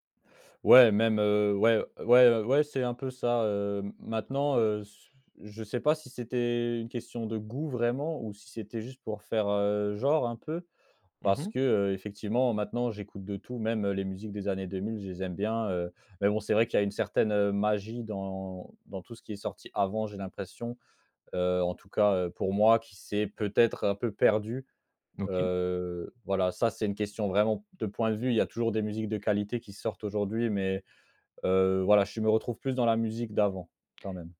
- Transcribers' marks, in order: stressed: "avant"
- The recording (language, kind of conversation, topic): French, podcast, Comment la musique a-t-elle marqué ton identité ?